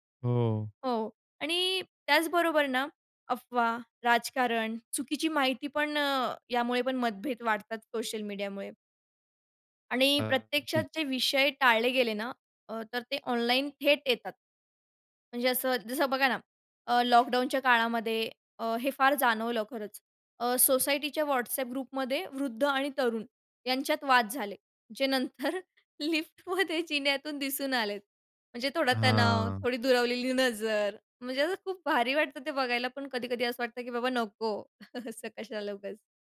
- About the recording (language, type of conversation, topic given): Marathi, podcast, वृद्ध आणि तरुण यांचा समाजातील संवाद तुमच्या ठिकाणी कसा असतो?
- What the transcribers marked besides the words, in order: in English: "ग्रुपमध्ये"; laughing while speaking: "नंतर लिफ्टमध्ये, जिन्यातून"; other background noise; chuckle